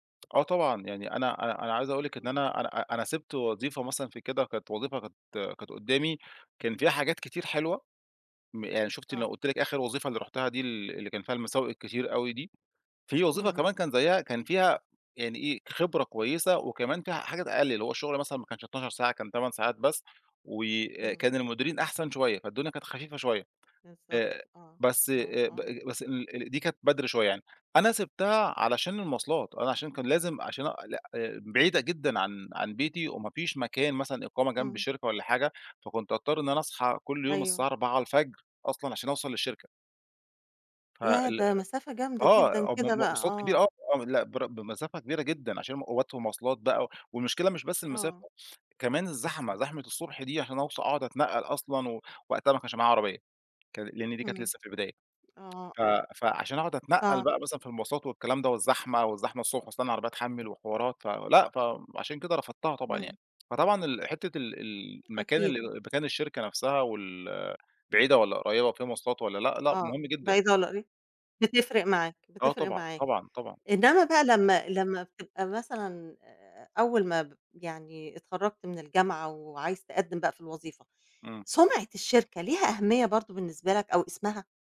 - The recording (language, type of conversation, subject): Arabic, podcast, إزاي تختار بين وظيفتين معروضين عليك؟
- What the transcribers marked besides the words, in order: tapping